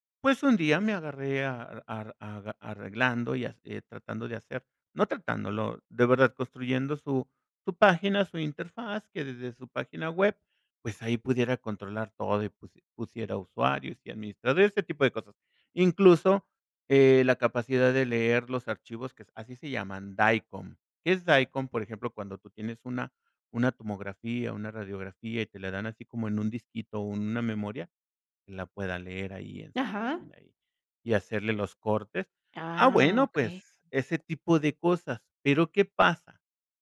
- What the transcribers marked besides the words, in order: none
- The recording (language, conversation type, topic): Spanish, podcast, ¿Qué técnicas sencillas recomiendas para experimentar hoy mismo?